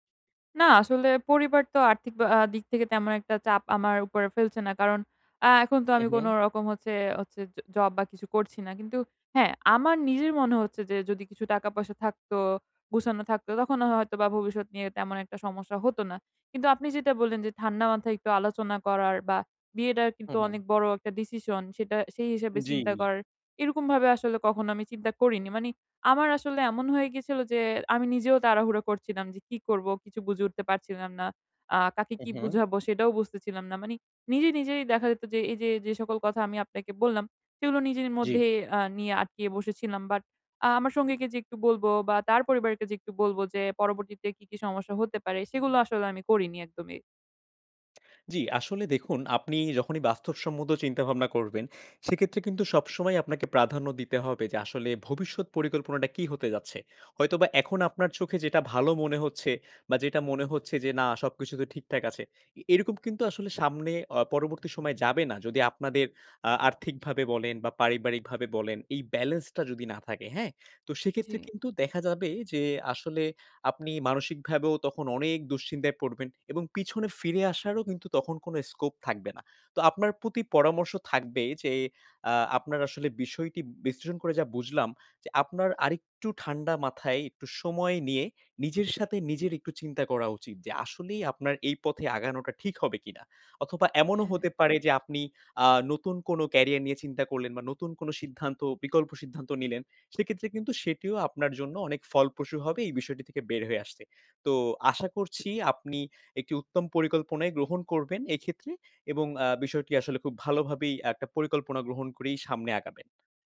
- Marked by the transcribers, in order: "বিয়েটা" said as "বিয়েডা"; in English: "decision"; "মানে" said as "মানি"; in English: "balance"; in English: "scope"; in English: "career"
- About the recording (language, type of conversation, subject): Bengali, advice, আপনি কি বর্তমান সঙ্গীর সঙ্গে বিয়ে করার সিদ্ধান্ত নেওয়ার আগে কোন কোন বিষয় বিবেচনা করবেন?